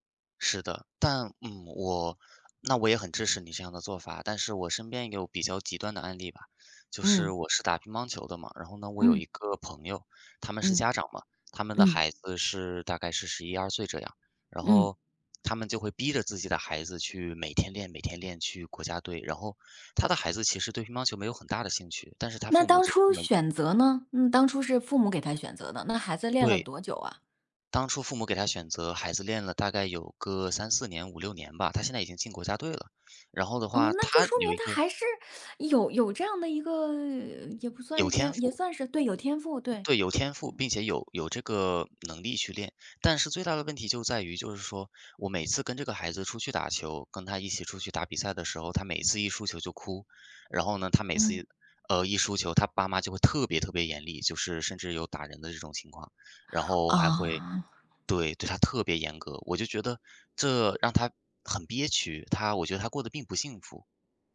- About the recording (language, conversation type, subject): Chinese, unstructured, 家长应该干涉孩子的学习吗？
- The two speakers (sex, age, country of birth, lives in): female, 40-44, China, United States; male, 18-19, China, United States
- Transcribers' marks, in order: none